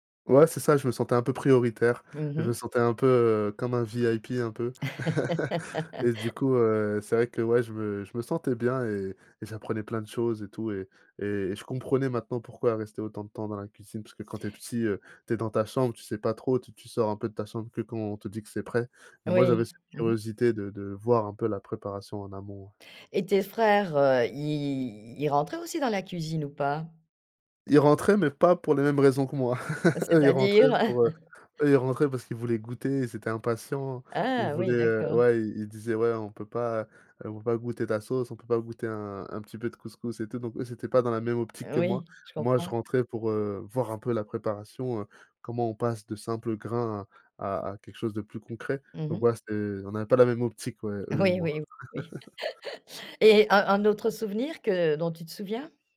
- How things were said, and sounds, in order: chuckle; laugh; chuckle; chuckle
- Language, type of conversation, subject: French, podcast, Quel plat fusion te rappelle ton enfance ?